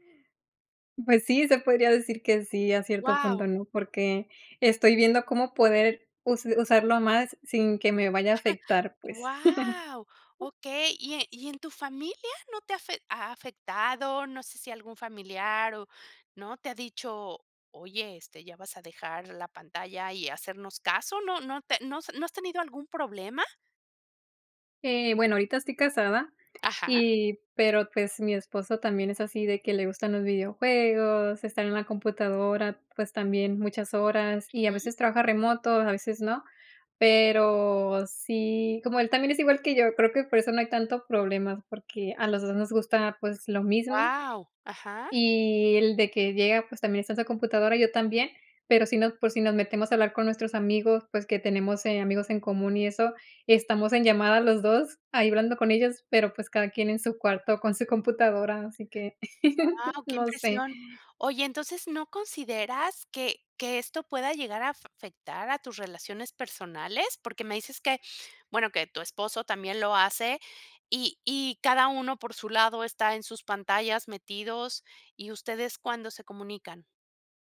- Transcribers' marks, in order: chuckle; laugh; other background noise; surprised: "Guau"; chuckle
- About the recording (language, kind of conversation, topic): Spanish, podcast, ¿Hasta dónde dejas que el móvil controle tu día?